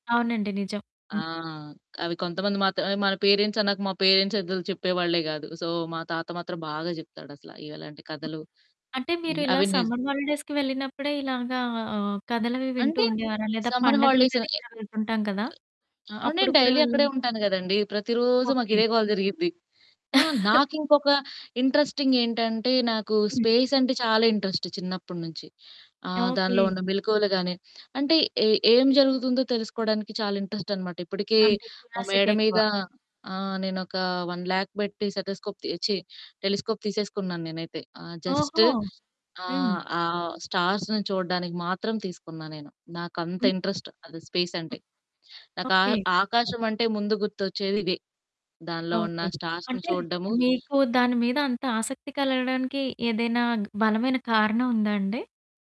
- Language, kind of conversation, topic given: Telugu, podcast, ఒక రాత్రి ఆకాశం కింద గడిపిన అందమైన అనుభవాన్ని చెప్పగలరా?
- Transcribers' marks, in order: in English: "పేరెంట్స్"; in English: "పేరెంట్స్"; in English: "సో"; in English: "సమ్మర్ హాలిడేస్‌కి"; in English: "సమ్మర్ హాలిడేస్ ఎ"; static; in English: "డైలీ"; giggle; in English: "ఇంట్రెస్టింగ్"; in English: "స్పేస్"; in English: "ఇంట్రెస్ట్"; in English: "క్యూరియాసిటీ"; other background noise; in English: "వన్ ల్యాక్"; in English: "సెతస్కోప్"; in English: "టెలిస్కోప్"; in English: "స్టార్స్‌ని"; in English: "ఇంట్రెస్ట్"; in English: "స్టార్స్‌ని"